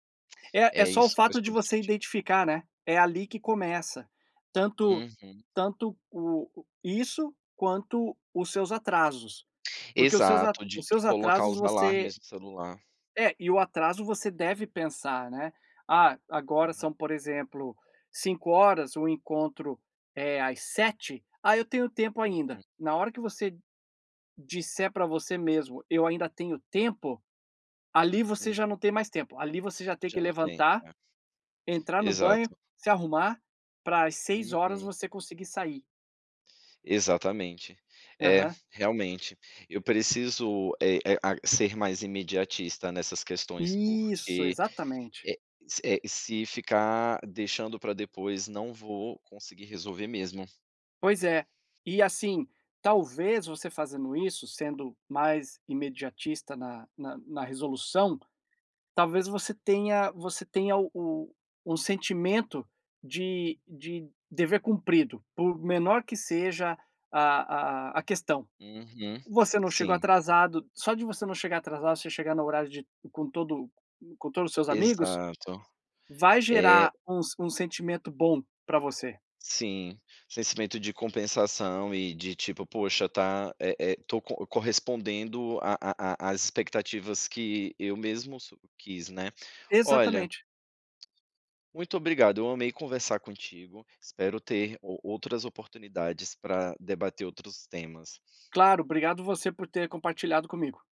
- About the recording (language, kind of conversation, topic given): Portuguese, advice, Como posso lidar com a procrastinação constante que atrasa tudo e gera culpa?
- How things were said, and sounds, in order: tapping; "sentimento" said as "sensimento"